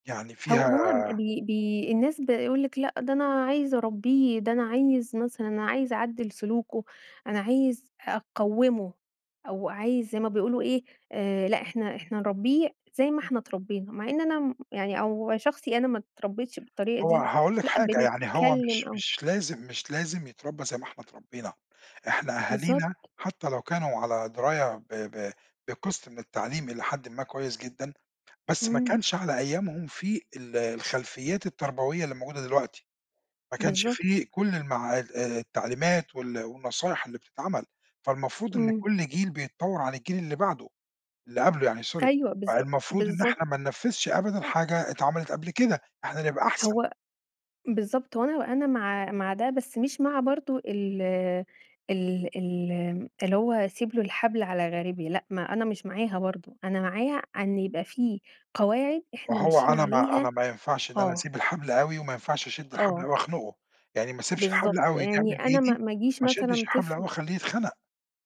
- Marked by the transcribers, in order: in English: "sorry"; tapping
- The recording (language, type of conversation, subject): Arabic, podcast, شو رأيك في تربية الولاد من غير عنف؟